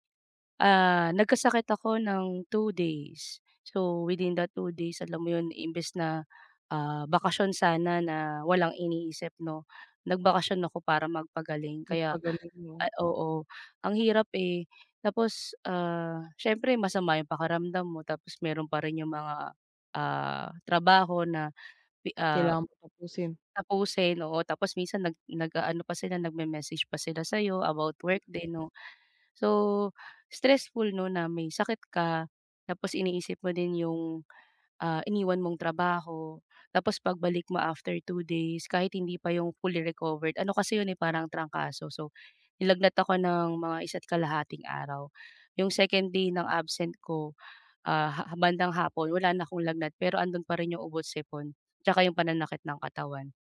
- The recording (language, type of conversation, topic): Filipino, advice, Paano ko malinaw na maihihiwalay ang oras para sa trabaho at ang oras para sa personal na buhay ko?
- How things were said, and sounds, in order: tapping; other background noise